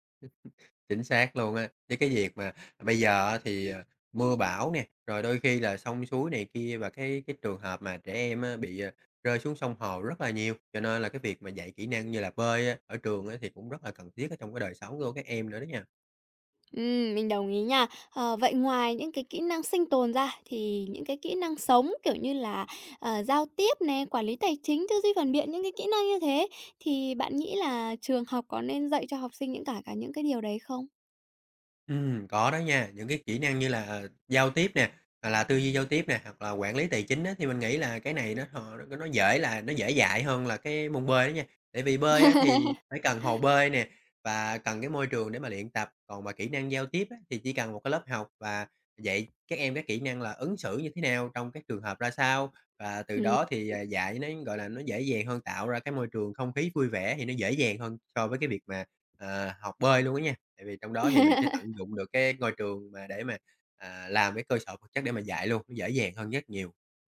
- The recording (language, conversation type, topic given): Vietnamese, podcast, Bạn nghĩ nhà trường nên dạy kỹ năng sống như thế nào?
- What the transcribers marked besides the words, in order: other background noise; tapping; laugh; unintelligible speech; laugh